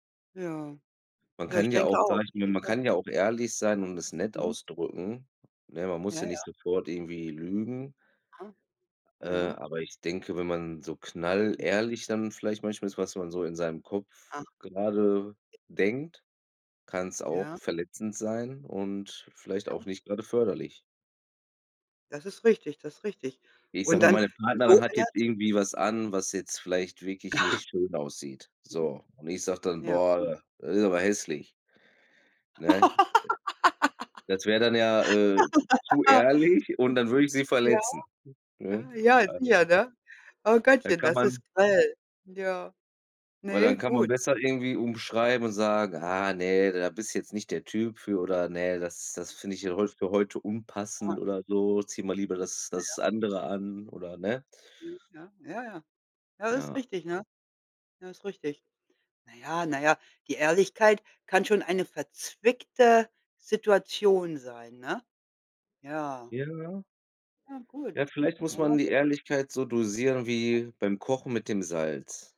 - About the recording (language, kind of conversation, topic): German, unstructured, Wie wichtig ist Ehrlichkeit in einer Beziehung für dich?
- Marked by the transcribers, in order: snort; laugh; drawn out: "Ja"